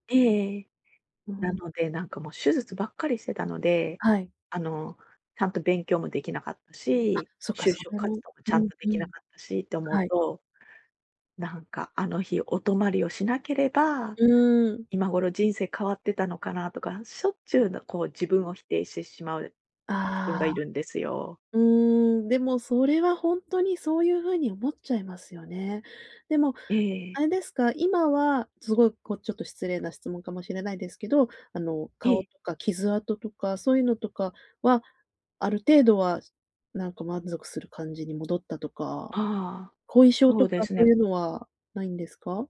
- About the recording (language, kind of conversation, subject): Japanese, advice, 過去の失敗を引きずって自己否定が続くのはなぜですか？
- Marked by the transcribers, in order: none